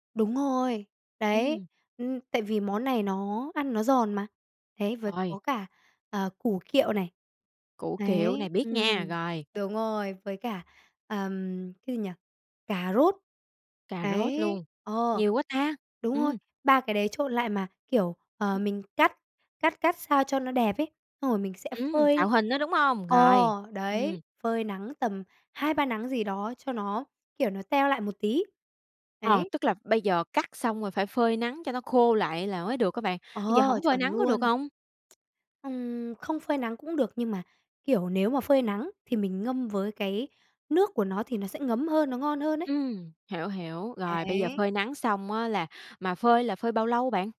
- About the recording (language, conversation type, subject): Vietnamese, podcast, Bạn có món ăn truyền thống nào không thể thiếu trong mỗi dịp đặc biệt không?
- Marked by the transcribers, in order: tapping; other background noise